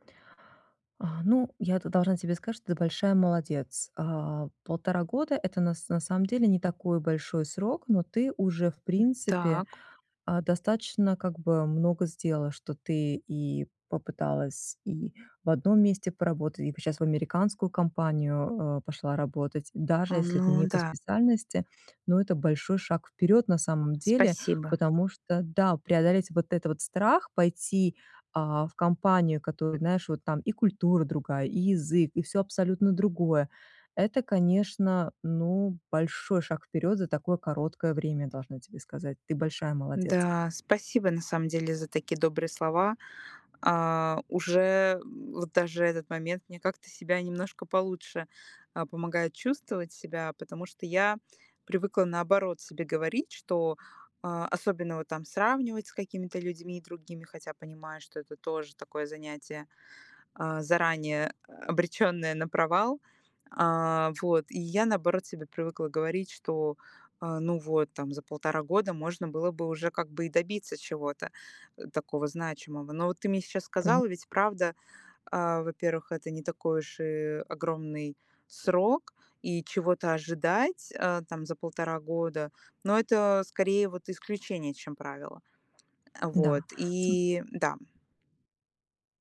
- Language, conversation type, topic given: Russian, advice, Как мне отпустить прежние ожидания и принять новую реальность?
- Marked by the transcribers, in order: other noise; tapping